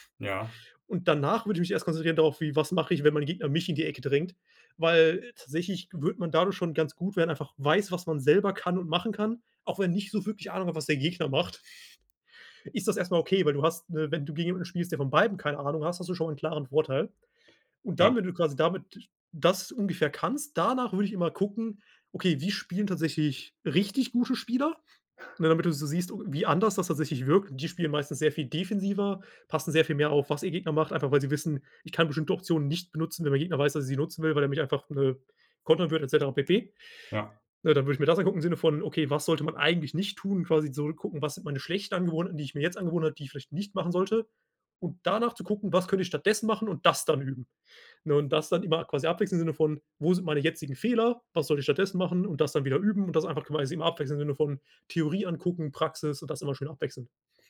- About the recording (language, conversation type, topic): German, podcast, Was hat dich zuletzt beim Lernen richtig begeistert?
- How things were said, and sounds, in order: chuckle; other background noise